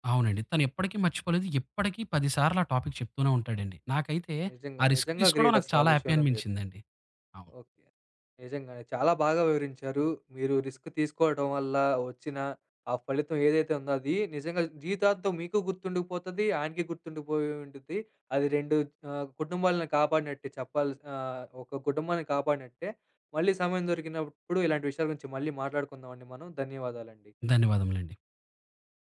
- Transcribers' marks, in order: in English: "టాపిక్"; in English: "రిస్క్"; in English: "హ్యాపీ"; in English: "రిస్క్"
- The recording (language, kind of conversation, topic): Telugu, podcast, ఒక రిస్క్ తీసుకుని అనూహ్యంగా మంచి ఫలితం వచ్చిన అనుభవం ఏది?